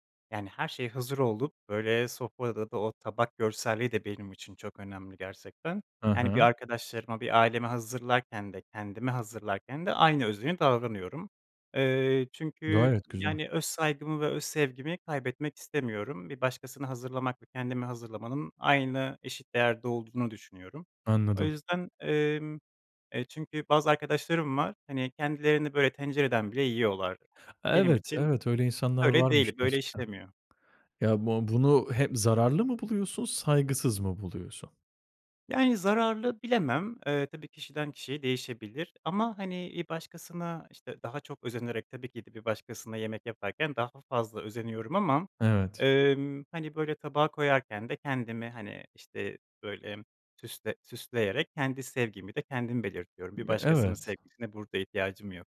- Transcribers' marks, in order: tapping
- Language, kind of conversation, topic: Turkish, podcast, Mutfakta en çok hangi yemekleri yapmayı seviyorsun?